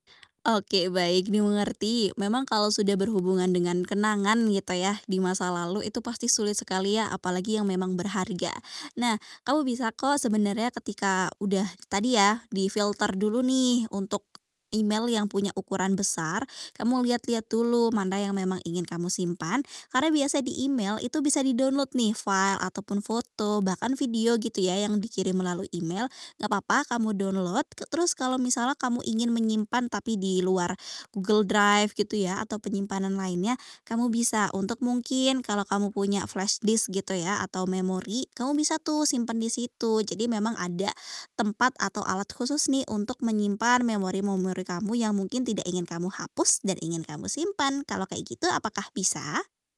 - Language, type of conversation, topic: Indonesian, advice, Bagaimana cara merapikan kotak masuk email dan berkas digital saya?
- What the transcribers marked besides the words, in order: tapping; distorted speech; static; in English: "flashdisk"